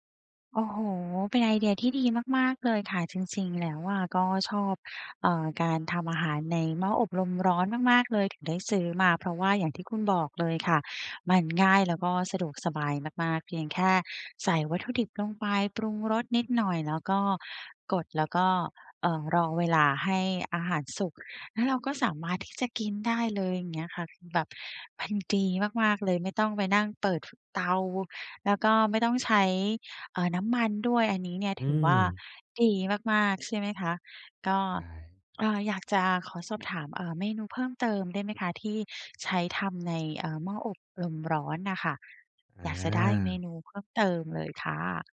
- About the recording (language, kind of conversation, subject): Thai, advice, ทำอาหารที่บ้านอย่างไรให้ประหยัดค่าใช้จ่าย?
- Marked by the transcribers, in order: none